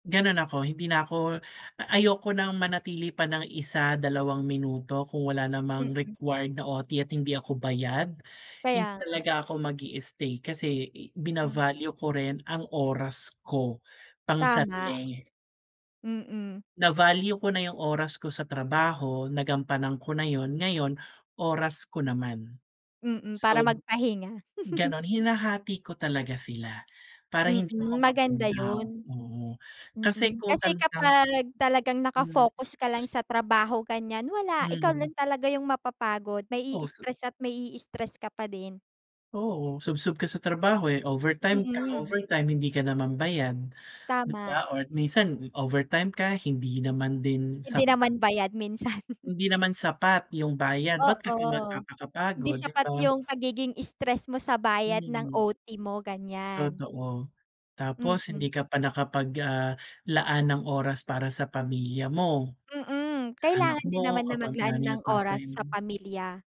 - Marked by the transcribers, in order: chuckle; other background noise; fan; chuckle
- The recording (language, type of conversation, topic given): Filipino, unstructured, Paano mo hinaharap ang stress sa araw-araw at ano ang ginagawa mo para mapanatili ang magandang pakiramdam?